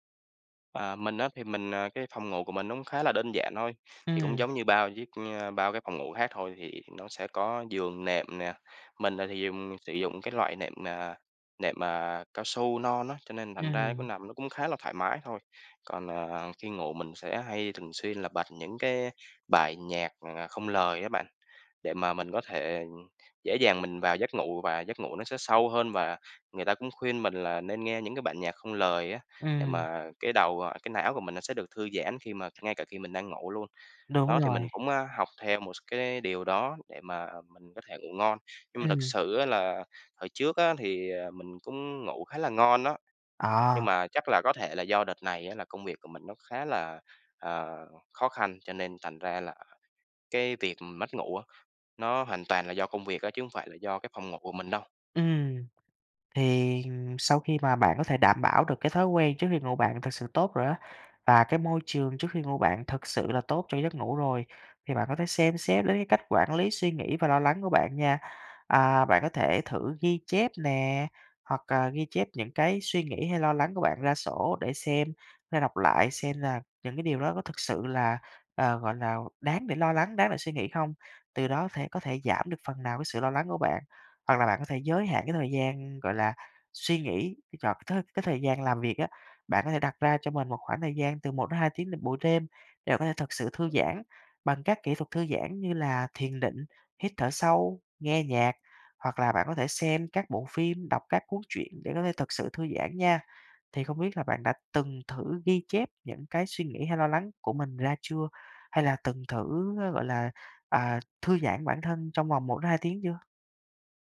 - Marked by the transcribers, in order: tapping; other background noise
- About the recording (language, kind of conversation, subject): Vietnamese, advice, Làm thế nào để giảm lo lắng và mất ngủ do suy nghĩ về công việc?